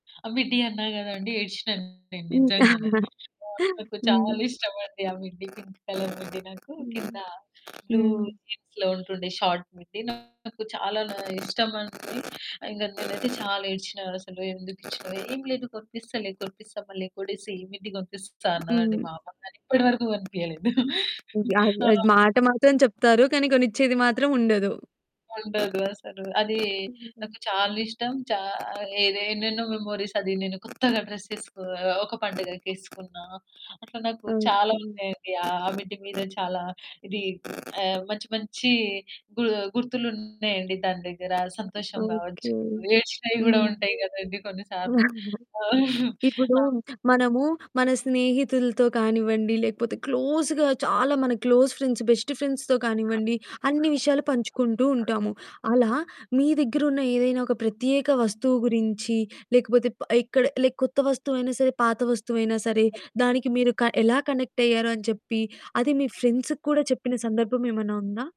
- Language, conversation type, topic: Telugu, podcast, పాత వస్తువును వదిలేయాల్సి వచ్చినప్పుడు మీకు ఎలా అనిపించింది?
- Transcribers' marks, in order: other background noise; in English: "మిడ్డి"; distorted speech; laughing while speaking: "ఇంకా"; in English: "మిడ్డి, పింక్ కలర్ మిడ్డి"; in English: "బ్లూ జీన్స్‌లో"; in English: "షార్ట్ మిడ్డి"; in English: "మిడ్డి"; chuckle; in English: "మెమోరీస్"; in English: "మిడ్డి"; chuckle; laughing while speaking: "ఆ!"; in English: "క్లోజ్‌గా"; in English: "క్లోజ్ ఫ్రెండ్స్, బెస్ట్ ఫ్రెండ్స్‌తో"; in English: "లైక్"; in English: "కనెక్ట్"